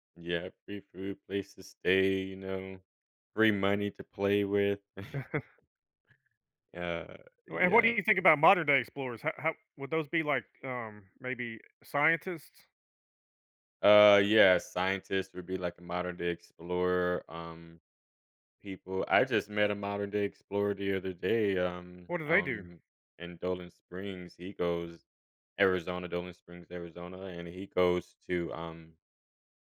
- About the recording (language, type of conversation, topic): English, unstructured, What can explorers' perseverance teach us?
- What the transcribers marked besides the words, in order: chuckle